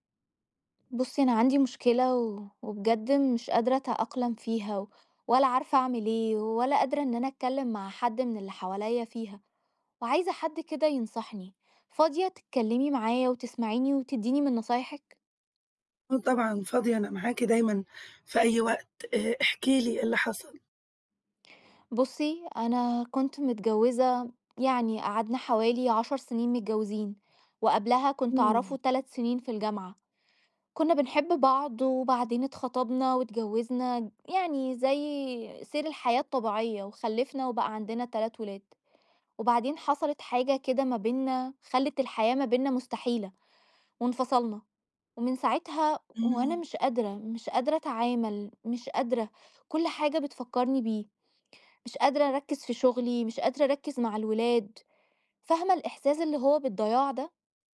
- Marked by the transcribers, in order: none
- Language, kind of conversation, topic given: Arabic, advice, إزاي الانفصال أثّر على أدائي في الشغل أو الدراسة؟